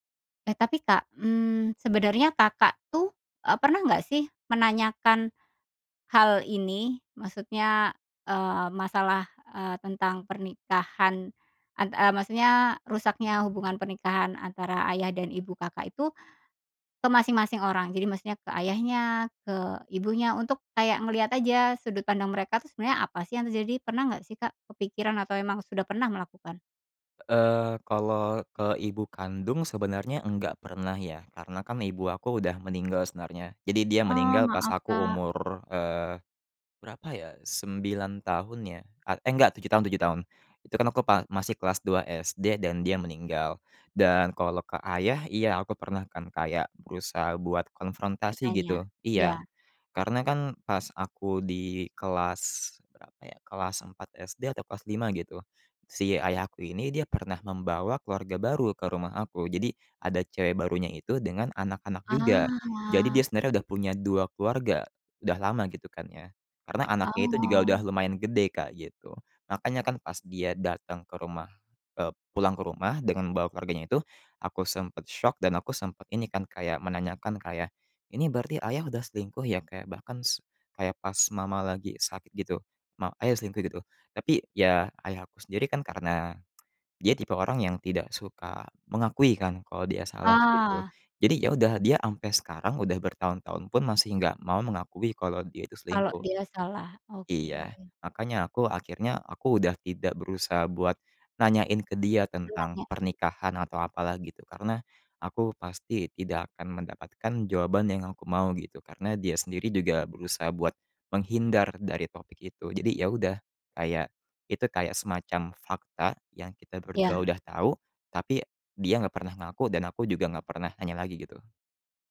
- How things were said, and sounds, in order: drawn out: "Ah"; other background noise; unintelligible speech
- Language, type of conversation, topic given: Indonesian, podcast, Bisakah kamu menceritakan pengalaman ketika orang tua mengajarkan nilai-nilai hidup kepadamu?